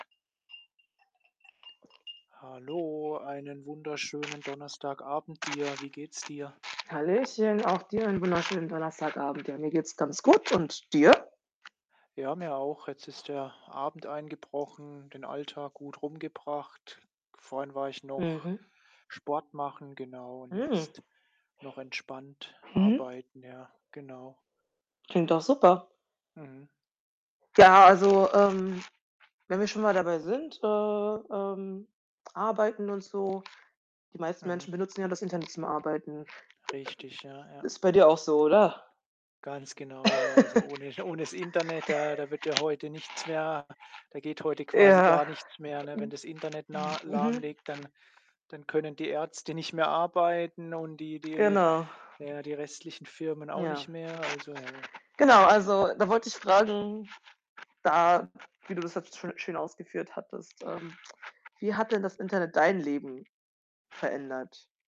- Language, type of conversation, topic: German, unstructured, Wie hat das Internet dein Leben verändert?
- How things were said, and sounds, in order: other background noise; chuckle; laughing while speaking: "ohne"; background speech